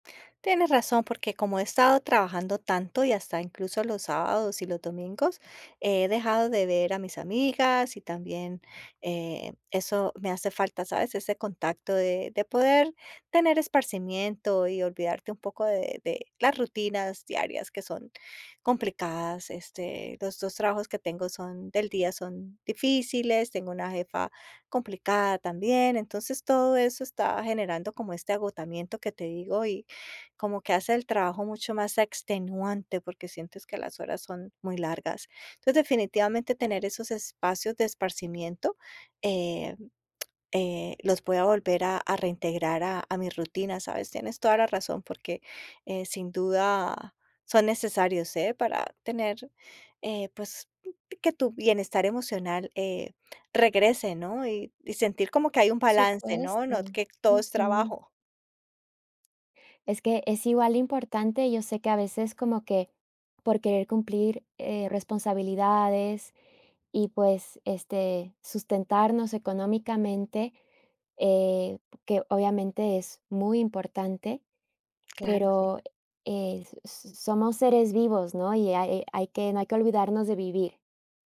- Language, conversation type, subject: Spanish, advice, ¿De qué manera has vivido el agotamiento por exceso de trabajo?
- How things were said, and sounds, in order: other noise